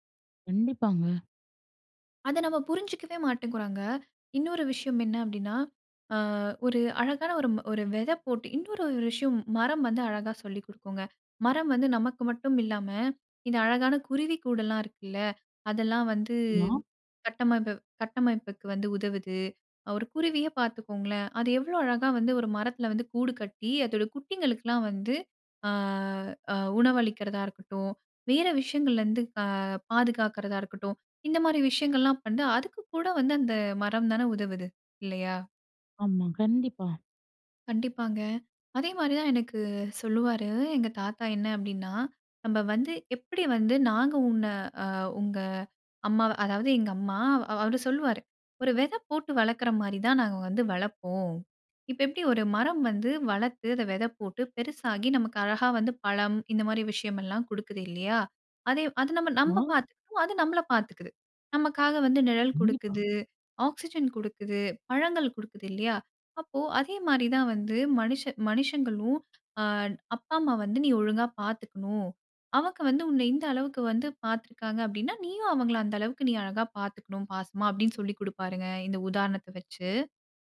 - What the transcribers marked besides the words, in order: "மாட்டேங்குறோங்க" said as "மாட்டேங்குறாங்க"; unintelligible speech
- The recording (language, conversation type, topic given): Tamil, podcast, ஒரு மரத்திடம் இருந்து என்ன கற்க முடியும்?